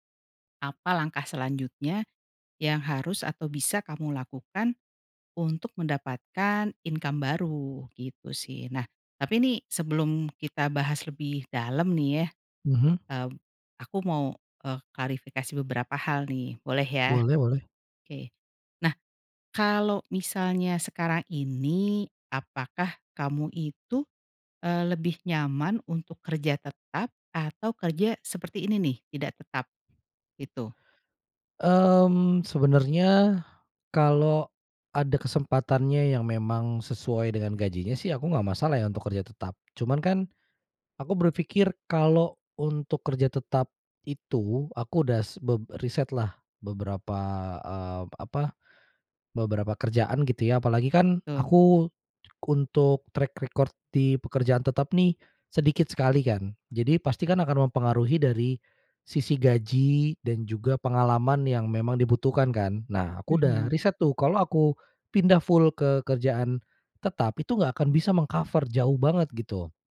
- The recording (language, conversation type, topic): Indonesian, advice, Bagaimana cara menghadapi ketidakpastian keuangan setelah pengeluaran mendadak atau penghasilan menurun?
- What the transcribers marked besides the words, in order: in English: "income"; in English: "track record"; in English: "meng-cover"